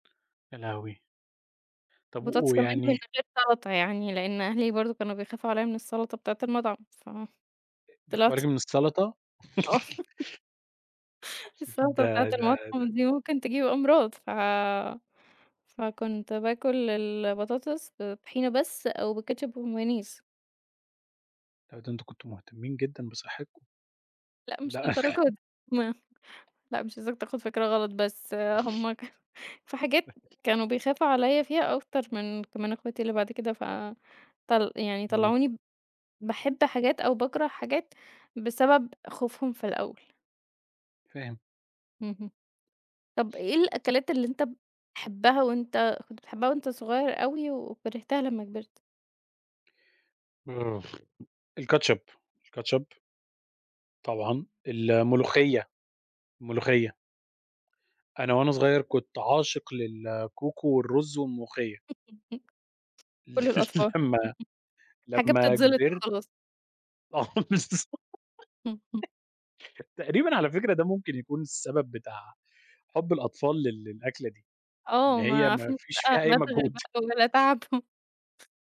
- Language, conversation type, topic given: Arabic, unstructured, إيه أكتر أكلة بتكرهها وليه؟
- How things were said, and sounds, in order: laugh; laugh; chuckle; other noise; laugh; laughing while speaking: "لمّا"; laugh; laughing while speaking: "بالضب"; laugh; laugh; tapping